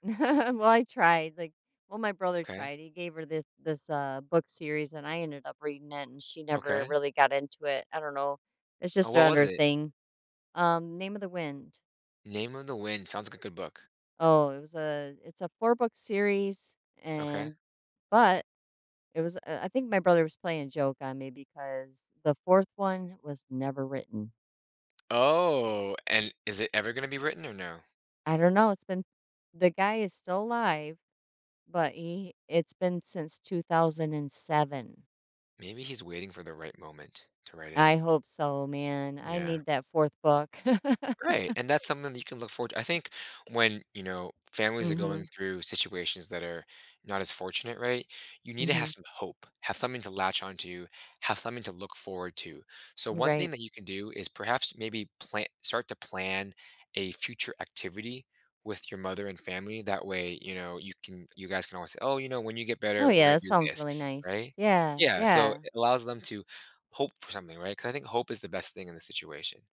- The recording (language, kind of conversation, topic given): English, advice, How can I cope with anxiety while waiting for my medical test results?
- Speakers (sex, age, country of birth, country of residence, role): female, 50-54, United States, United States, user; male, 30-34, United States, United States, advisor
- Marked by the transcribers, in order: chuckle; tapping; laugh; other background noise